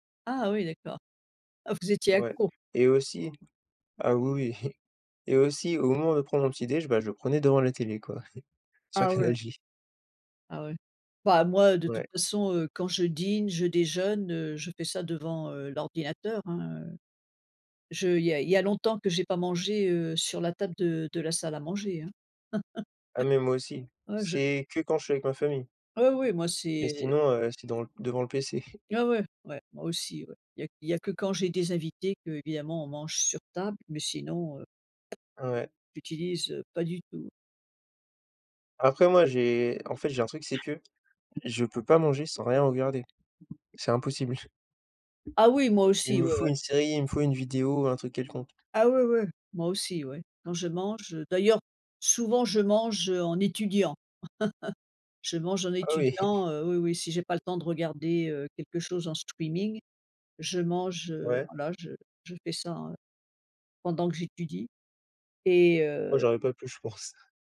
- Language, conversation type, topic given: French, unstructured, Qu’est-ce que tu aimais faire quand tu étais plus jeune ?
- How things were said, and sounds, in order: chuckle; chuckle; chuckle; tapping; chuckle; put-on voice: "streaming"